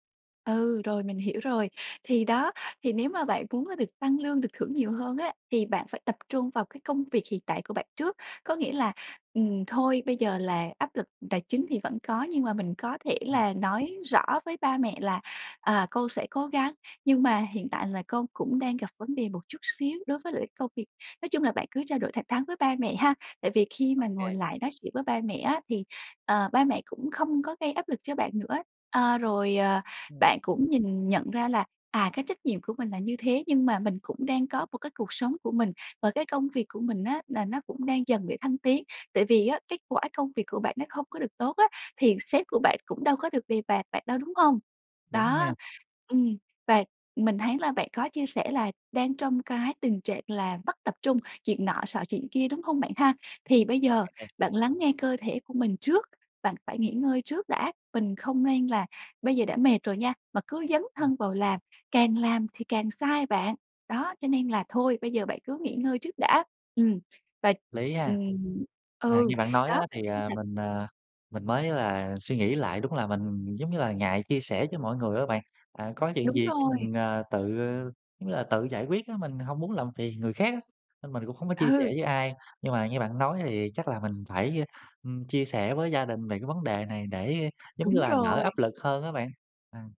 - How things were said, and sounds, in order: other background noise; tapping
- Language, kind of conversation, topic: Vietnamese, advice, Làm sao để giảm tình trạng mơ hồ tinh thần và cải thiện khả năng tập trung?